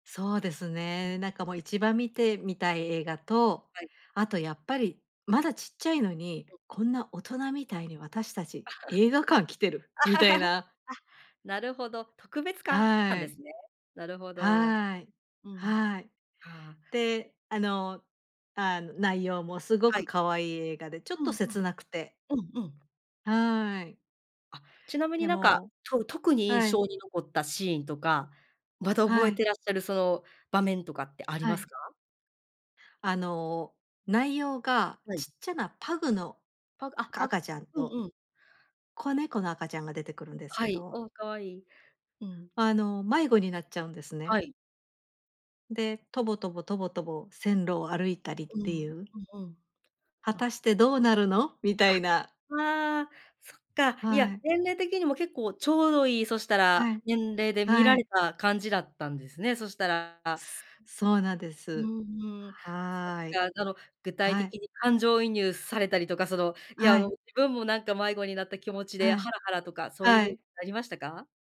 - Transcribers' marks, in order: laugh; other background noise
- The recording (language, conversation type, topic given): Japanese, podcast, 映画館で忘れられない体験はありますか？
- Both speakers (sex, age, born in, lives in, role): female, 35-39, Japan, Japan, host; female, 50-54, Japan, Japan, guest